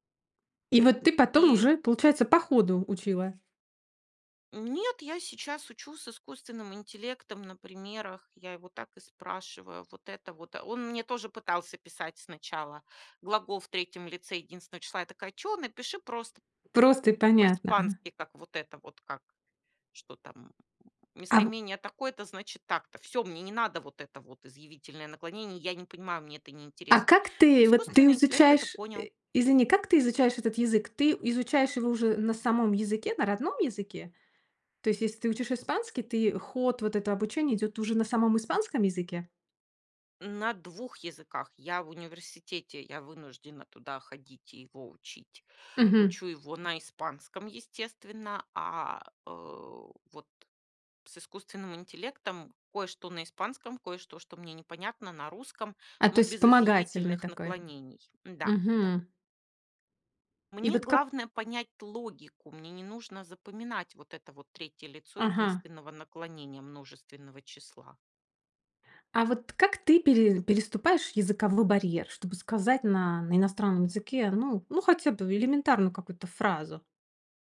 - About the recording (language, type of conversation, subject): Russian, podcast, Как, по-твоему, эффективнее всего учить язык?
- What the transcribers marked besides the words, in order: none